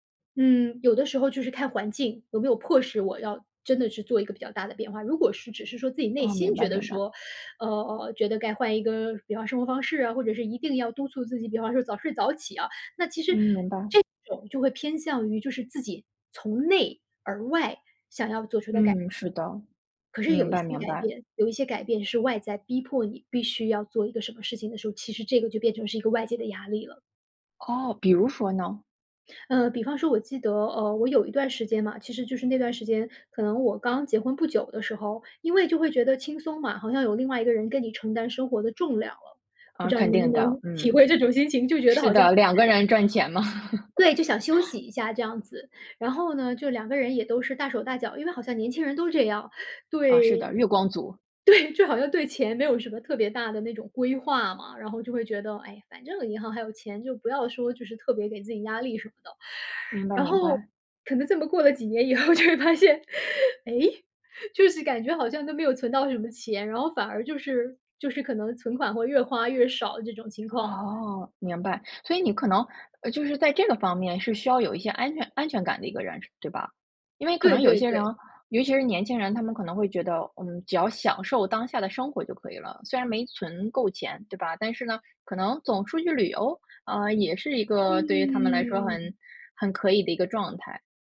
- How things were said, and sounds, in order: joyful: "不知道你能不能体会这种心情，就觉得好像"; chuckle; laughing while speaking: "对，就好像对钱"; inhale; laughing while speaking: "过了几年以后就会发现 … 有存到什么钱"; other background noise; drawn out: "嗯"
- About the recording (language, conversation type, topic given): Chinese, podcast, 什么事情会让你觉得自己必须改变？